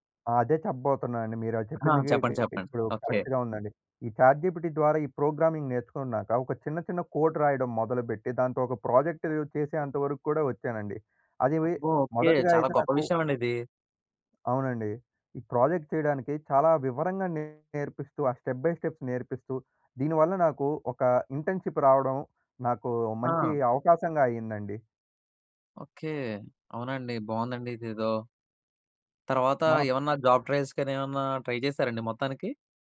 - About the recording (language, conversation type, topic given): Telugu, podcast, పరిమిత బడ్జెట్‌లో ఒక నైపుణ్యాన్ని ఎలా నేర్చుకుంటారు?
- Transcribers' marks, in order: tapping; in English: "కరెక్ట్‌గా"; in English: "చాట్ జీపీటీ"; in English: "ప్రోగ్రామింగ్"; in English: "కోడ్"; other background noise; in English: "ప్రాజెక్ట్"; in English: "ప్రాజెక్ట్"; in English: "స్టెప్ బై స్టెప్"; in English: "ఇంటర్న్‌షిప్"; in English: "జాబ్ ట్రయల్స్"; in English: "ట్రై"